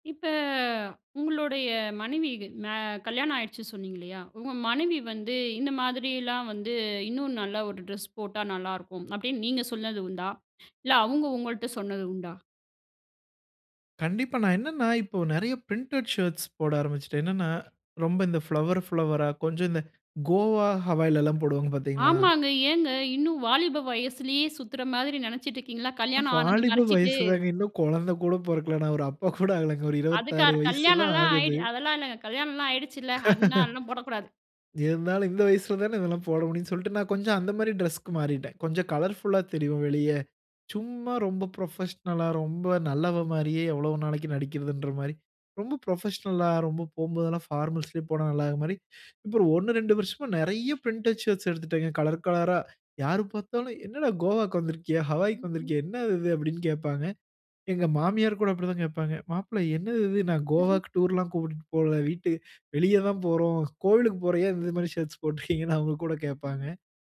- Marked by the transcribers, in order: drawn out: "இப்ப"; "மனைவிக்கு" said as "மனைவிகு"; in English: "பிரிண்டட் ஷர்ட்ஸ்"; tapping; in English: "ஃபிளவர் ஃபிளவரா"; laughing while speaking: "வாலிப வயசுதாங்க இன்னும் குழந்தை கூட … வயசு தான் ஆகுது"; laugh; in English: "கலர்ஃபுல்லா"; in English: "புரொபஷனல்லா"; in English: "புரொபஷனல்லா"; in English: "பார்மல்ஸ்லே"; in English: "பிரிண்டட் ஷர்ட்ஸ்"; chuckle; laughing while speaking: "ஏன் இந்த மாரி ஷர்ட்ஸ் போட்ருக்கிங்கன்னு அவங்க கூட கேட்பாங்க"
- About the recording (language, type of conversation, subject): Tamil, podcast, உங்கள் உடைத் தேர்வு உங்களை பிறருக்கு எப்படி வெளிப்படுத்துகிறது?